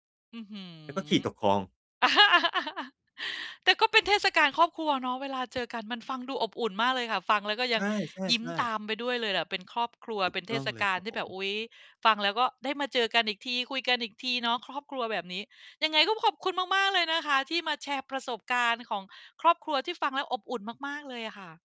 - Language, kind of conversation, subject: Thai, podcast, เวลาเทศกาลครอบครัว คุณมีกิจวัตรอะไรที่ทำเป็นประจำทุกปี?
- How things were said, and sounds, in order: laugh; distorted speech